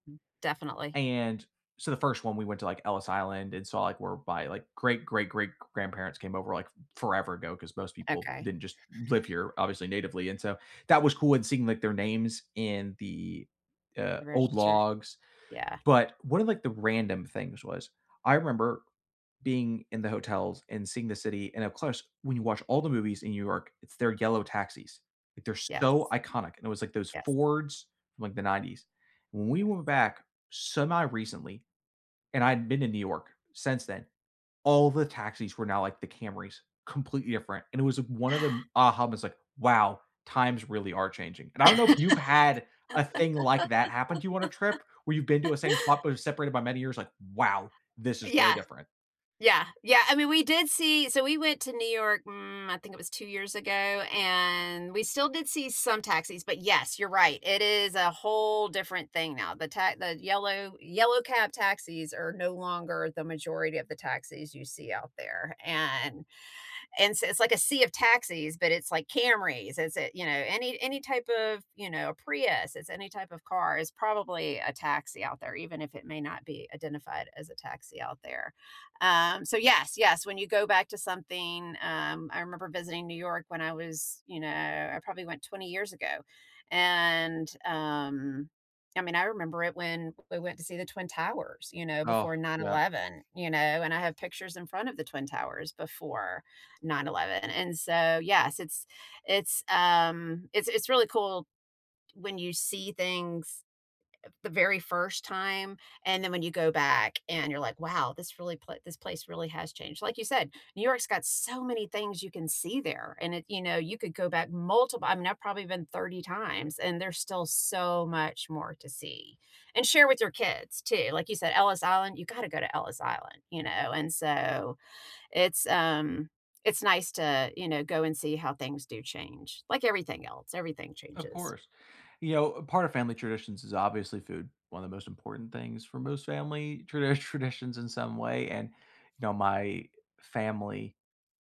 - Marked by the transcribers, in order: stressed: "live"; gasp; laugh; other background noise; stressed: "so"
- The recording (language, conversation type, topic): English, unstructured, What is a fun tradition you have with your family?
- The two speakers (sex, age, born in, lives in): female, 55-59, United States, United States; male, 30-34, United States, United States